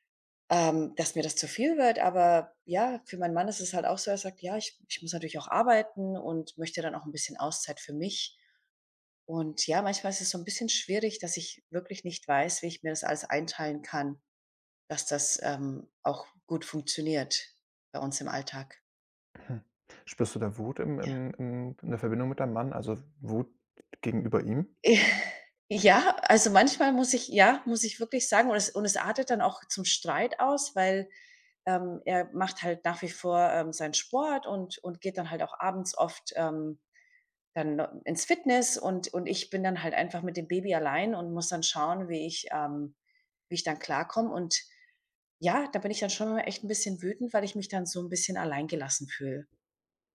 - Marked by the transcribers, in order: other background noise; sigh
- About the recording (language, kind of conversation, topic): German, advice, Wie ist es, Eltern zu werden und den Alltag radikal neu zu strukturieren?
- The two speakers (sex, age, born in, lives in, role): female, 40-44, Kazakhstan, United States, user; male, 25-29, Germany, Germany, advisor